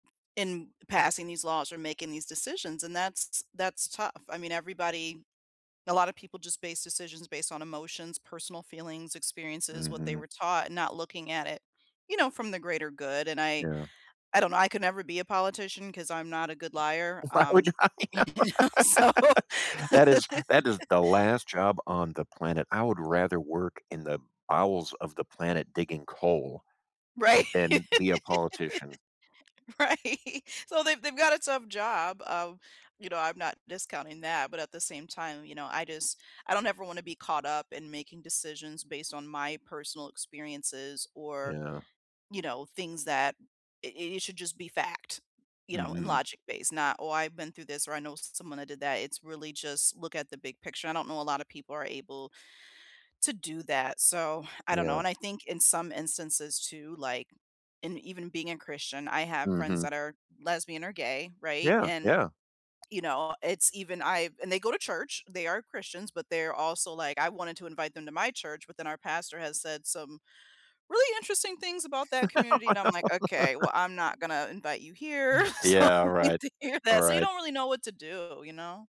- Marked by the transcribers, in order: other background noise; laughing while speaking: "If I were you I know"; laugh; laugh; laughing while speaking: "so"; laugh; laughing while speaking: "Right. Right"; laugh; laugh; laugh; laughing while speaking: "so, you don’t need to hear that"
- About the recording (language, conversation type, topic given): English, unstructured, What role should religion play in government decisions?
- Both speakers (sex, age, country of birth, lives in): female, 40-44, United States, United States; male, 50-54, United States, United States